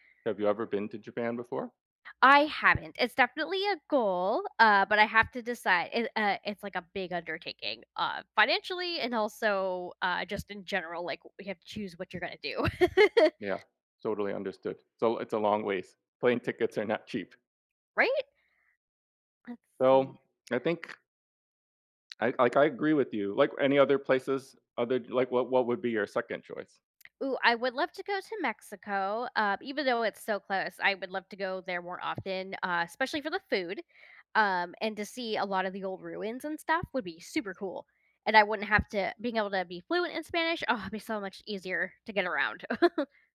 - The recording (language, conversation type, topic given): English, unstructured, What would you do if you could speak every language fluently?
- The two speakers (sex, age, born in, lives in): female, 35-39, United States, United States; male, 55-59, United States, United States
- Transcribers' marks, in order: other background noise; chuckle; laughing while speaking: "Plane tickets are not cheap"; chuckle